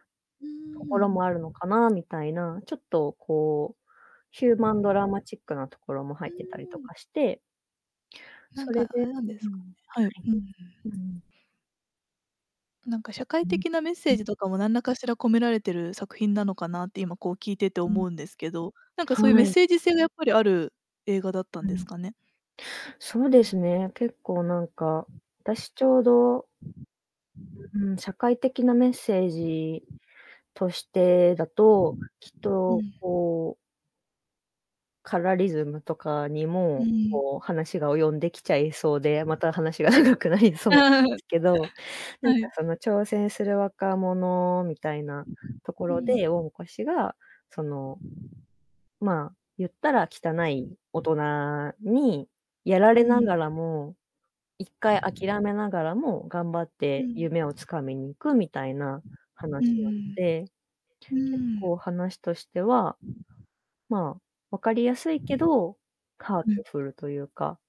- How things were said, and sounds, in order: other background noise; in English: "ヒューマンドラマチック"; distorted speech; unintelligible speech; in English: "カラーリズム"; laugh; laughing while speaking: "また話が長くなりそうなんですけど"
- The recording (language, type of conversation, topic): Japanese, podcast, 好きな映画の中で、特に印象に残っているシーンはどこですか？